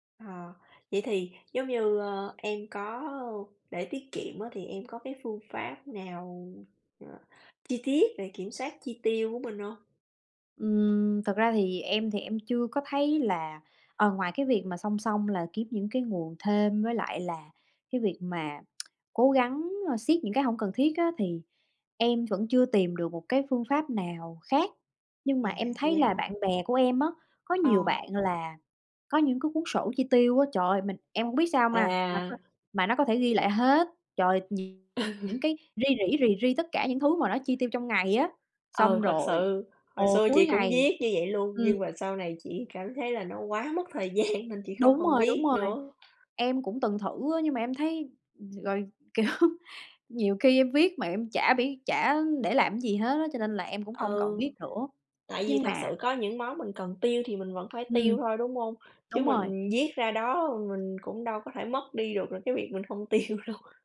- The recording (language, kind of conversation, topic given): Vietnamese, unstructured, Bạn làm gì để cân bằng giữa tiết kiệm và chi tiêu cho sở thích cá nhân?
- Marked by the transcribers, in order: tsk; unintelligible speech; laughing while speaking: "Ừ"; tapping; laughing while speaking: "gian"; laughing while speaking: "kiểu"; laughing while speaking: "tiêu đâu"